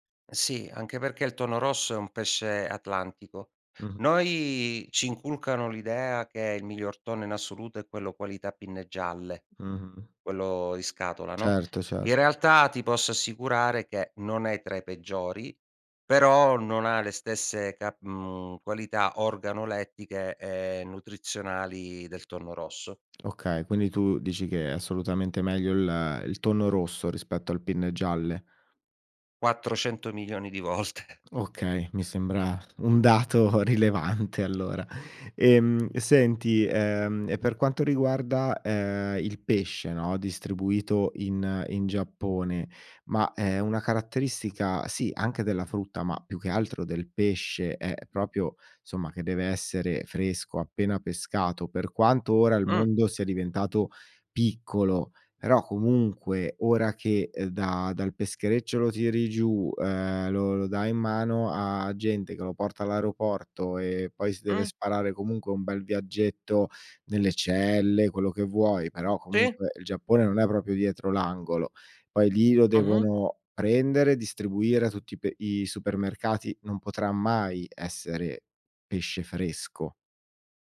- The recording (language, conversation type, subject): Italian, podcast, In che modo i cicli stagionali influenzano ciò che mangiamo?
- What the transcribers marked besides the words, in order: laughing while speaking: "volte"; tapping; laughing while speaking: "dato rilevante"; other background noise; "proprio" said as "propio"